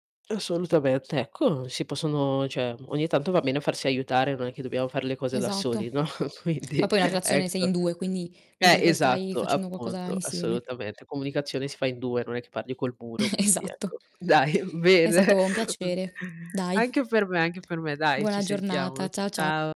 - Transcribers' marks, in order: tapping; "cioè" said as "ceh"; static; laughing while speaking: "no. Quindi"; laughing while speaking: "Eh"; distorted speech; laughing while speaking: "Dai, bene"; "okay" said as "ocche"
- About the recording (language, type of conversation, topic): Italian, unstructured, Qual è il ruolo della comunicazione in una coppia?